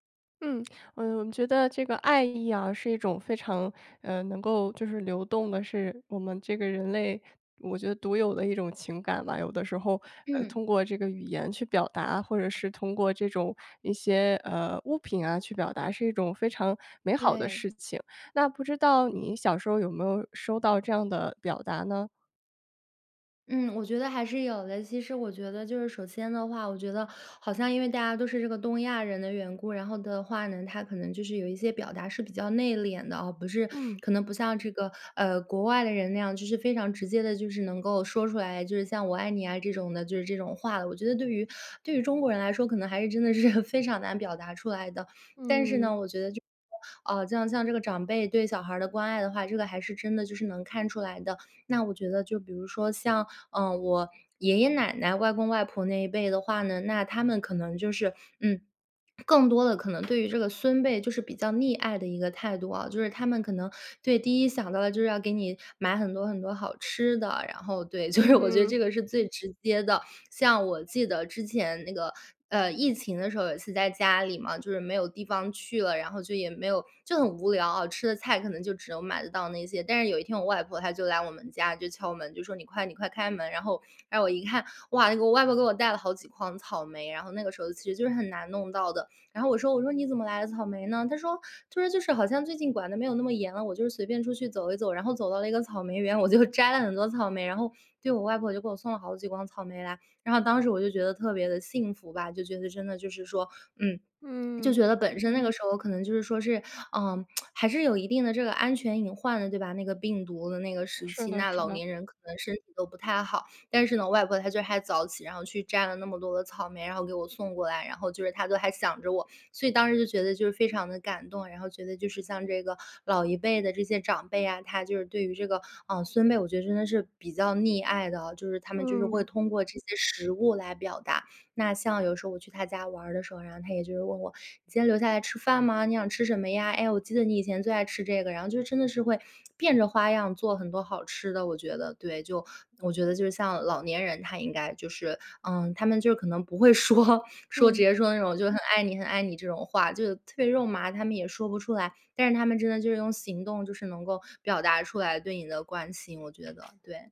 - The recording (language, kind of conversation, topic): Chinese, podcast, 你小时候最常收到哪种爱的表达？
- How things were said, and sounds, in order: lip smack; laugh; other background noise; tapping; laughing while speaking: "就是"; joyful: "我一看哇，那个外婆给我带了好几筐草莓"; laughing while speaking: "我就摘了很多草莓"; tsk; laughing while speaking: "说"